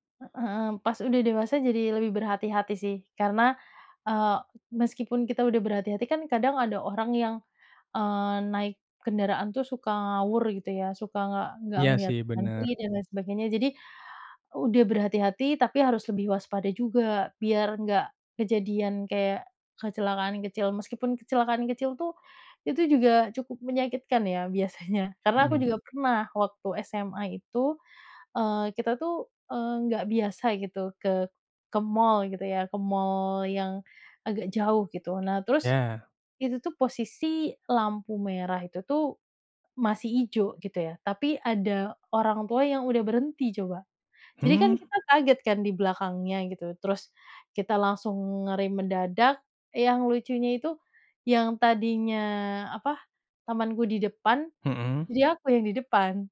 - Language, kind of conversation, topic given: Indonesian, podcast, Pernahkah Anda mengalami kecelakaan ringan saat berkendara, dan bagaimana ceritanya?
- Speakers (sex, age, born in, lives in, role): female, 30-34, Indonesia, Indonesia, guest; male, 20-24, Indonesia, Indonesia, host
- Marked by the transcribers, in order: none